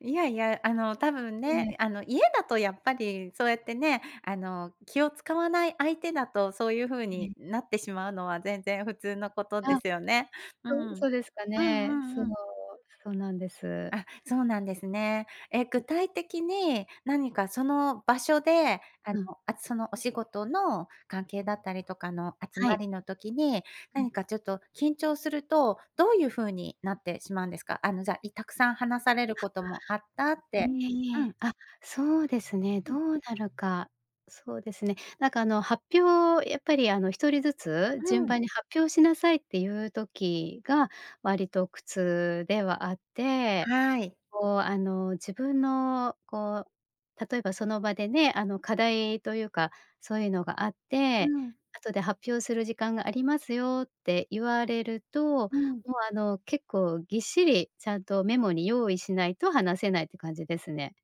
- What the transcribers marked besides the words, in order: unintelligible speech
- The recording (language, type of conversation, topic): Japanese, advice, 飲み会や集まりで緊張して楽しめないのはなぜですか？